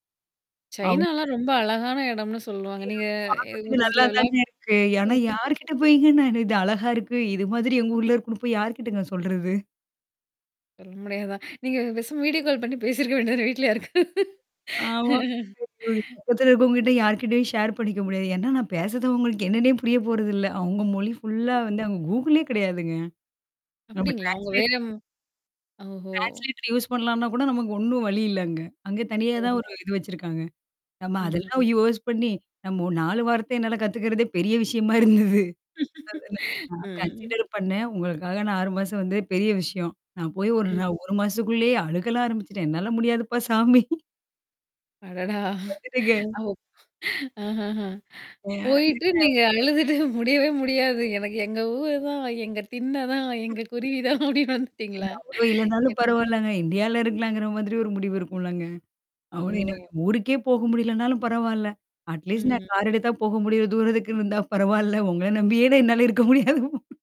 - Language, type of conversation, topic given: Tamil, podcast, நீங்கள் ஆபத்து எடுக்கும்போது உங்கள் மனம் வழிநடத்துமா, மூளை வழிநடத்துமா?
- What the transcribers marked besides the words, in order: static; distorted speech; tapping; unintelligible speech; laughing while speaking: "சொல்றது?"; unintelligible speech; laughing while speaking: "நீங்க பேசாம, வீடியோ கால் பண்ணீ பேசியிருக்க வேண்டியதுதான வீட்ல யாருக்கா"; in English: "ஷேர்"; other background noise; in English: "ஃபுல்லா"; in English: "ட்ரான்ஸ்லேட்"; in English: "டிரான்சிலேட்டர் யூஸ்"; in English: "யோஸ்"; "யூஸ்" said as "யோஸ்"; laughing while speaking: "பெரிய விஷயமா இருந்தது"; laugh; in English: "கன்சிடர்"; mechanical hum; laughing while speaking: "சாமி"; laughing while speaking: "அடடா! அவ ஆஹஹ. போயிட்டு, நீங்க … அப்டின்னு வந்துட்டீங்களா? என்ன?"; unintelligible speech; other noise; in English: "இண்டியால"; in English: "அட்லீஸ்ட்"; laughing while speaking: "உங்கள நம்பியே நான் என்னால இருக்க முடியாதுப்"